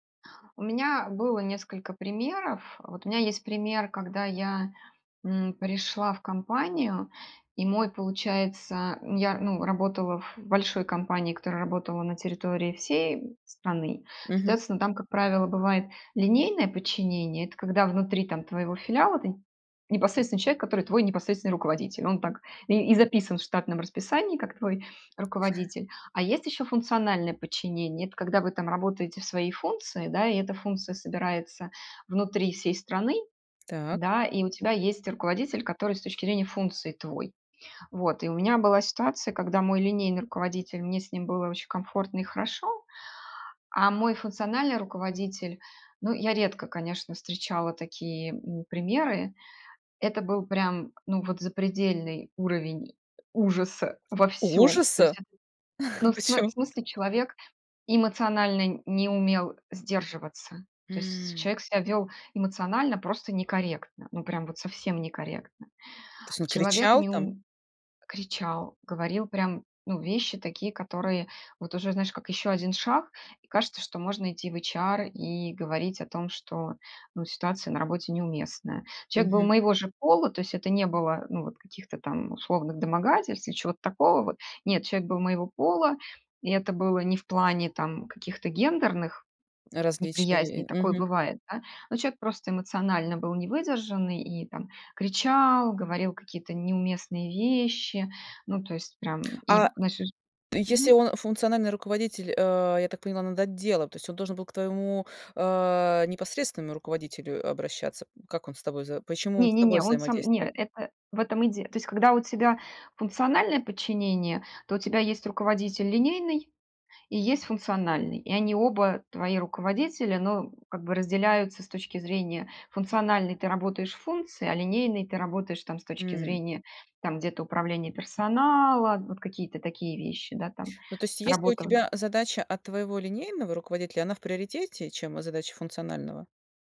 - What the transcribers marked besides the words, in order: tapping; other background noise; chuckle; unintelligible speech
- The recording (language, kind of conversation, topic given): Russian, podcast, Что для тебя важнее — смысл работы или деньги?